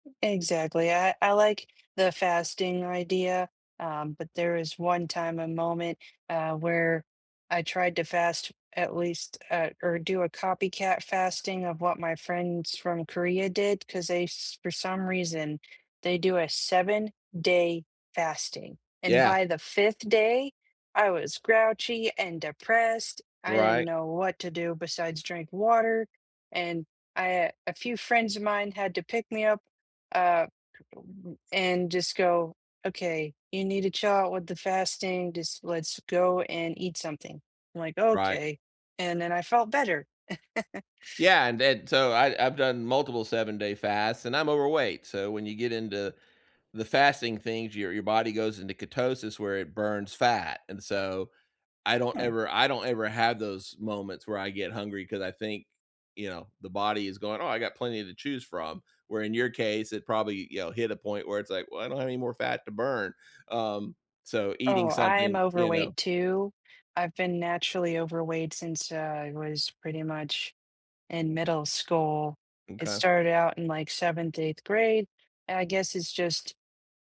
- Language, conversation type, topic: English, unstructured, How can you help someone overcome a fear of failure in their hobbies?
- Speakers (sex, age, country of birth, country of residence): female, 35-39, United States, United States; male, 60-64, United States, United States
- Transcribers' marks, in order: laugh